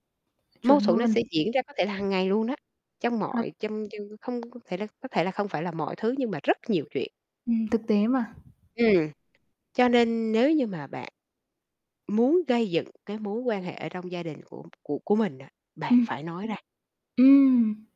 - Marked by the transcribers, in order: other background noise; tapping; distorted speech
- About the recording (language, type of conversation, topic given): Vietnamese, podcast, Theo bạn, có khi nào im lặng lại là điều tốt không?